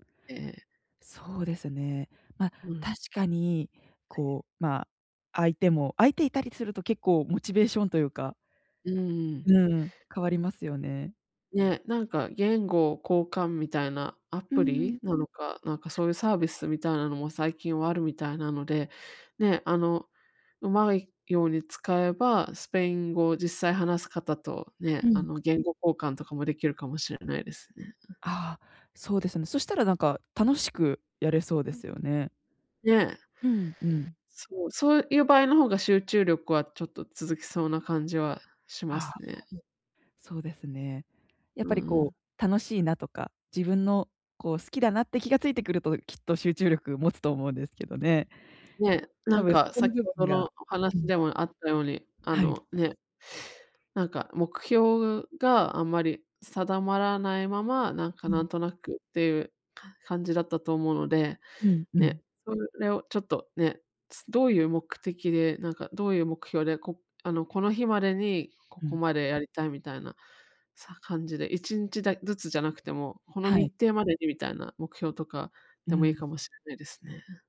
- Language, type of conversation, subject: Japanese, advice, どうすれば集中力を取り戻して日常を乗り切れますか？
- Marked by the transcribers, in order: other background noise; other noise; tapping